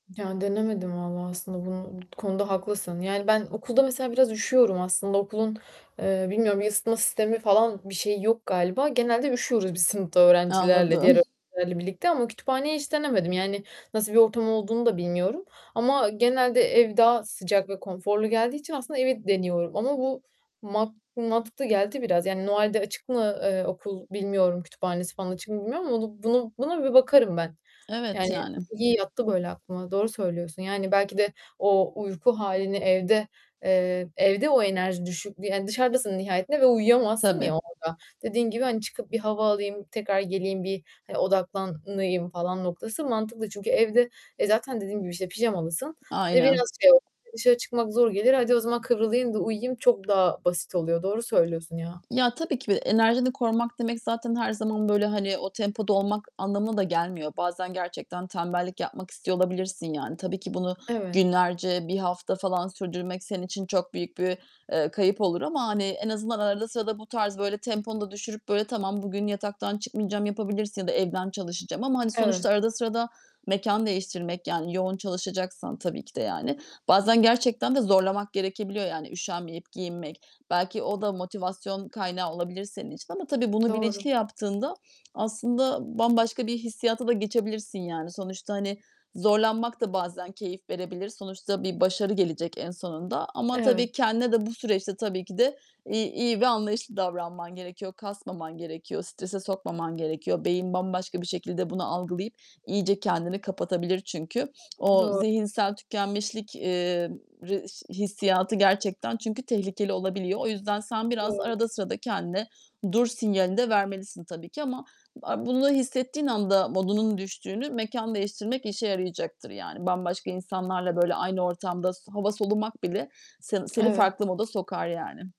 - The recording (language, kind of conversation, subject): Turkish, advice, Uzun süreli görevlerde zihinsel tükenmeyi nasıl önleyip enerjimi nasıl koruyabilirim?
- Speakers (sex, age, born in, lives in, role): female, 25-29, Turkey, Italy, user; female, 40-44, Turkey, Germany, advisor
- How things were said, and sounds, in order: tapping; distorted speech; laughing while speaking: "Anladım"; other background noise; static; unintelligible speech